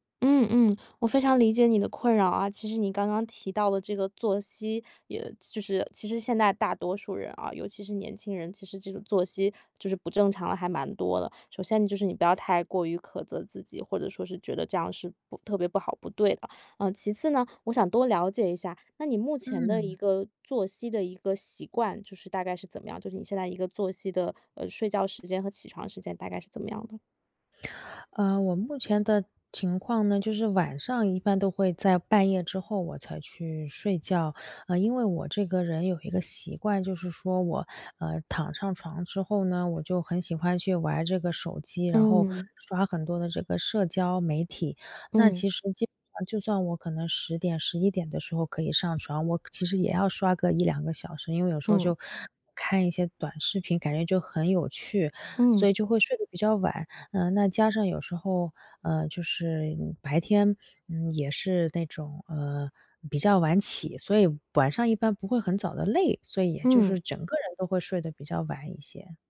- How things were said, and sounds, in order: none
- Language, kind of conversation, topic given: Chinese, advice, 如何建立稳定睡眠作息